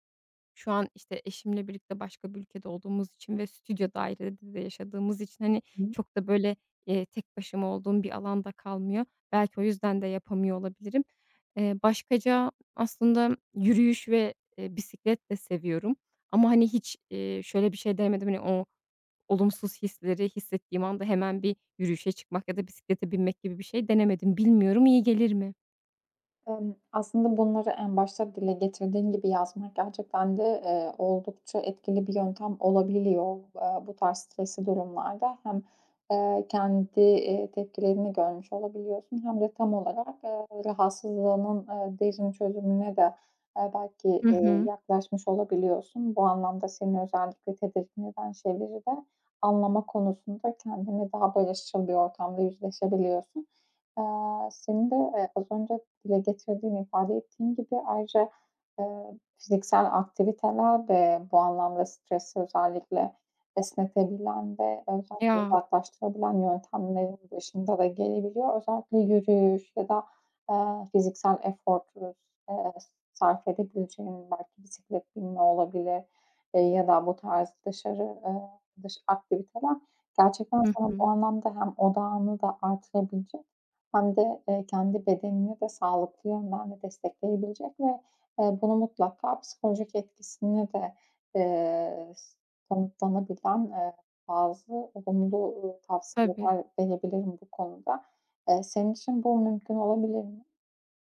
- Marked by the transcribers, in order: tapping; unintelligible speech
- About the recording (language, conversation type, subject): Turkish, advice, Stresliyken duygusal yeme davranışımı kontrol edemiyorum